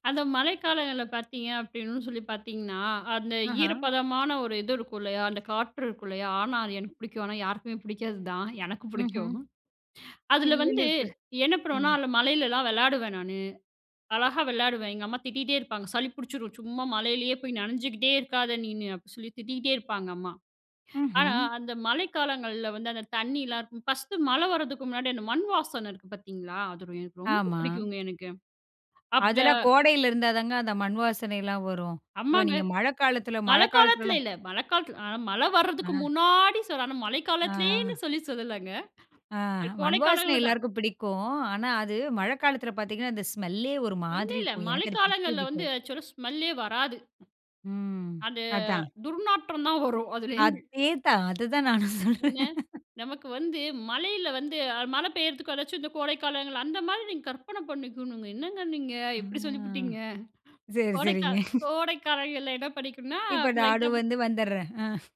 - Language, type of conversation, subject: Tamil, podcast, உங்களுக்கு பிடித்த பருவம் எது, ஏன்?
- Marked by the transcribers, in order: other background noise; other noise; unintelligible speech; tapping; in English: "ஸ்மெல்லே"; in English: "ஆக்சுவலா"; chuckle; laughing while speaking: "அததான் நானும் சொல்றேன்"; drawn out: "ஆ!"; laughing while speaking: "சரி, சரிங்க"; laughing while speaking: "இப்போ நானும் வந்து வந்துறேன்"; unintelligible speech